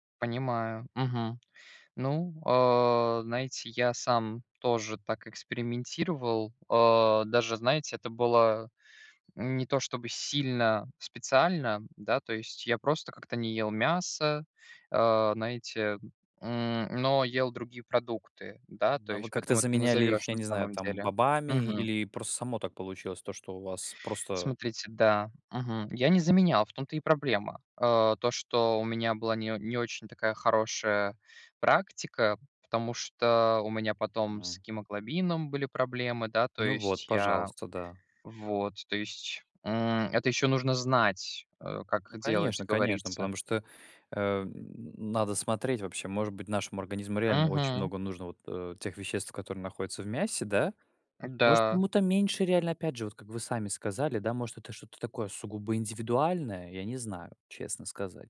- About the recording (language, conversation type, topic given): Russian, unstructured, Почему многие считают, что вегетарианство навязывается обществу?
- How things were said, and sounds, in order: tapping